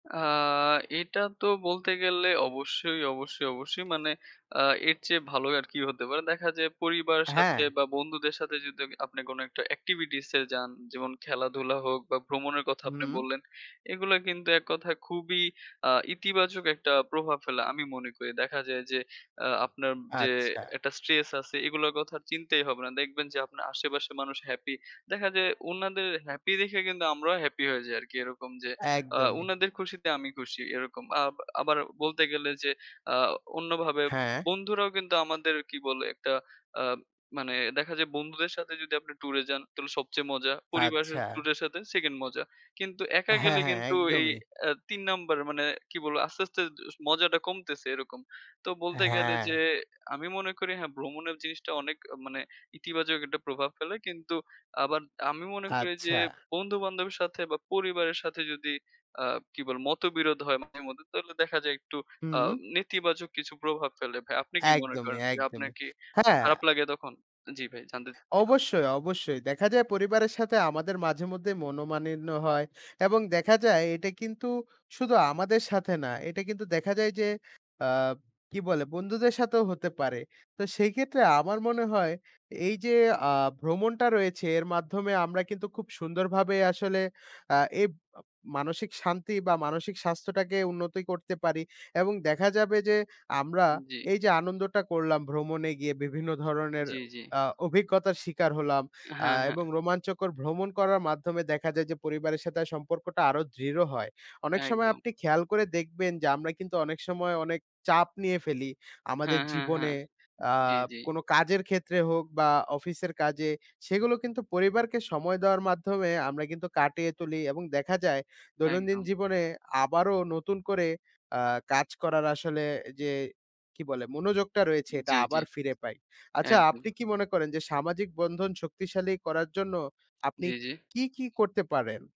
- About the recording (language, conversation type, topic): Bengali, unstructured, বন্ধুত্ব বা পরিবার মানসিক স্বাস্থ্যে কী ভূমিকা রাখে?
- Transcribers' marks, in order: other background noise; tapping